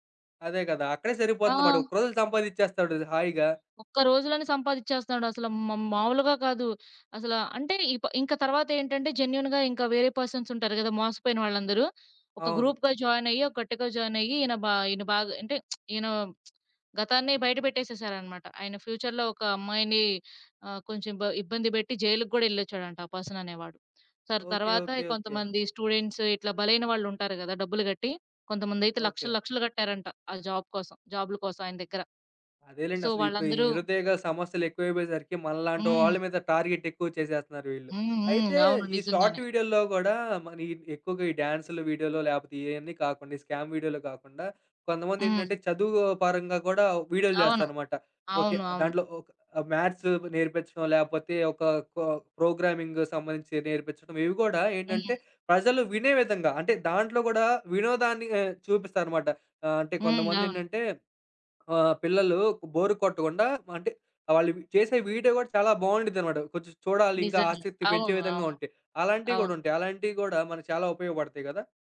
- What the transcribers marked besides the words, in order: in English: "జెన్యూన్‌గా"; in English: "పర్సన్స్"; in English: "గ్రూప్‌గా జాయిన్"; in English: "జాయిన్"; lip smack; other background noise; in English: "ఫ్యూచర్‌లో"; in English: "పర్సన్"; in English: "స్టూడెంట్స్"; in English: "జాబ్"; in English: "సో"; in English: "టార్గెట్"; in English: "షార్ట్"; in English: "స్కామ్"; in English: "మ్యాథ్స్"; in English: "ప్రోగ్రామింగ్"; in English: "బోర్"
- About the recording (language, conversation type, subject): Telugu, podcast, షార్ట్ వీడియోలు ప్రజల వినోద రుచిని ఎలా మార్చాయి?